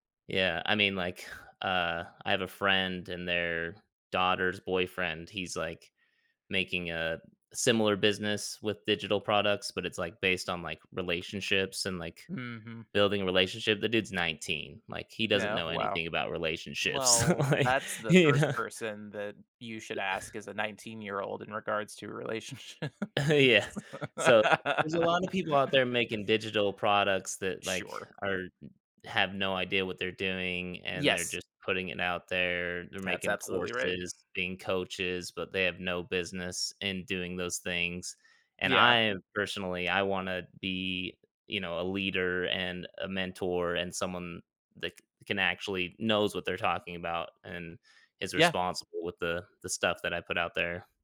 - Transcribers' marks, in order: tapping; laughing while speaking: "like, you know"; chuckle; laughing while speaking: "relationships"; laugh
- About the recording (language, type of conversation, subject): English, advice, How can I make a good impression at my new job?